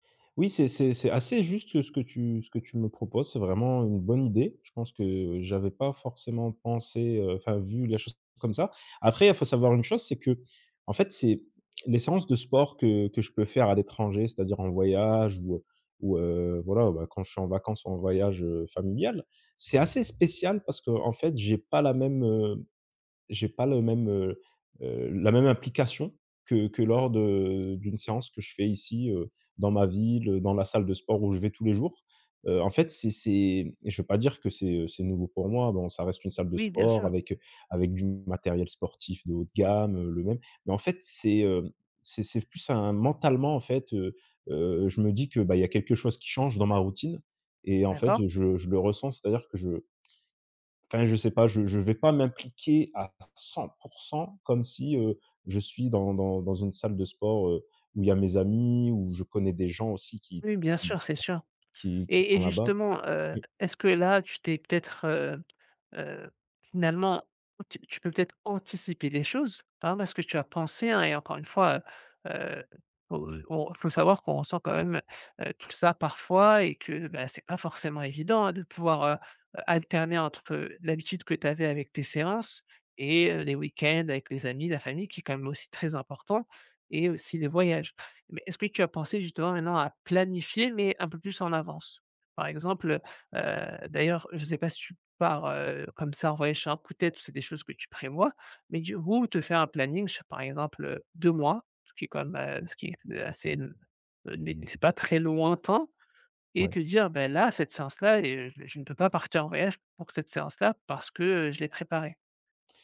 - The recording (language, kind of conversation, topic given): French, advice, Comment les voyages et les week-ends détruisent-ils mes bonnes habitudes ?
- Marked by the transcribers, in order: tapping; stressed: "lointain"